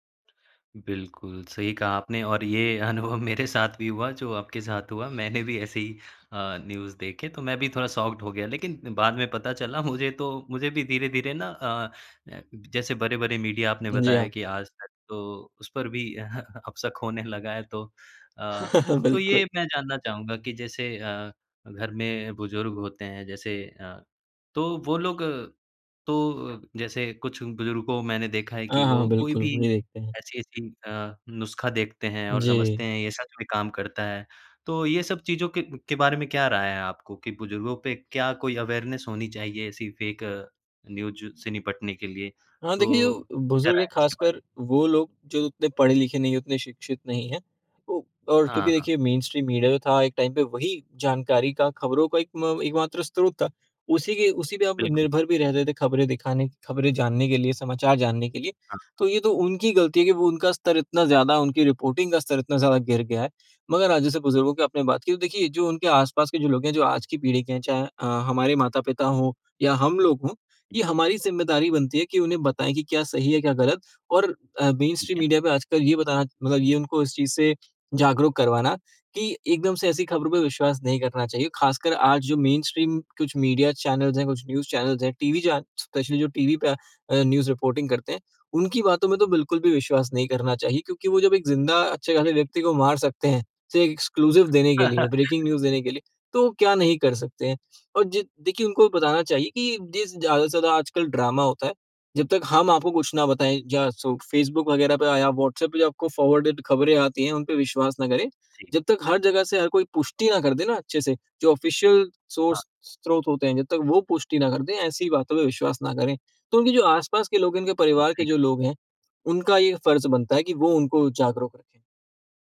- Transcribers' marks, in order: laughing while speaking: "अनुभव"; tapping; in English: "न्यूज़"; in English: "शॉक्ड"; laughing while speaking: "मुझे"; in English: "मीडिया"; chuckle; laughing while speaking: "बिल्कुल"; laughing while speaking: "लगा"; in English: "अवेयरनेस"; in English: "फेक न्यूज़"; in English: "मेनस्ट्रीम मीडिया"; in English: "टाइम"; in English: "रिपोर्टिंग"; other background noise; in English: "मेनस्ट्रीम मीडिया"; in English: "मेनस्ट्रीम"; in English: "मीडिया चैनल्स"; in English: "न्यूज़ चैनल्स"; in English: "स्पेशली"; in English: "न्यूज़ रिपोर्टिंग"; in English: "एक्सक्लूसिव"; chuckle; in English: "ब्रेकिंग न्यूज़"; in English: "ड्रामा"; in English: "फॉरवर्डेड"; in English: "ऑफिसियल सोर्स"
- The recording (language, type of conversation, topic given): Hindi, podcast, इंटरनेट पर फेक न्यूज़ से निपटने के तरीके